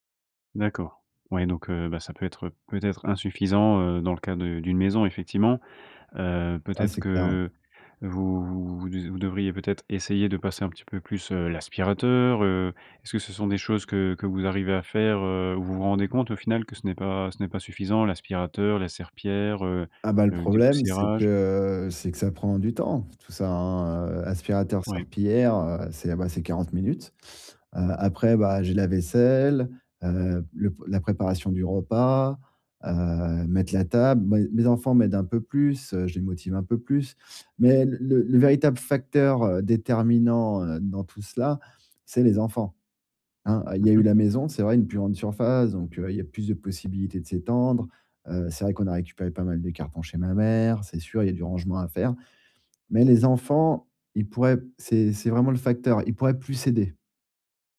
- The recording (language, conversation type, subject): French, advice, Comment réduire la charge de tâches ménagères et préserver du temps pour soi ?
- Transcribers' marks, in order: none